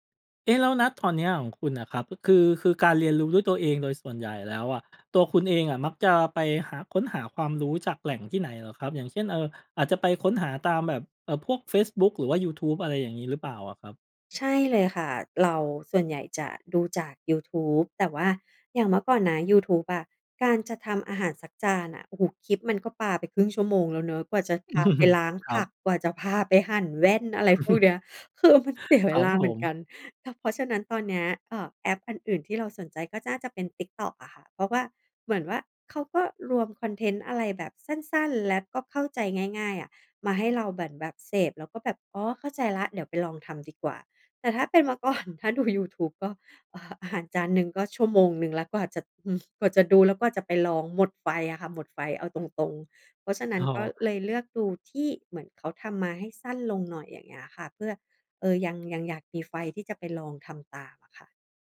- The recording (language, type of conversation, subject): Thai, podcast, เคยเจออุปสรรคตอนเรียนเองไหม แล้วจัดการยังไง?
- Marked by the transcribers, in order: chuckle; chuckle; laughing while speaking: "ก่อน"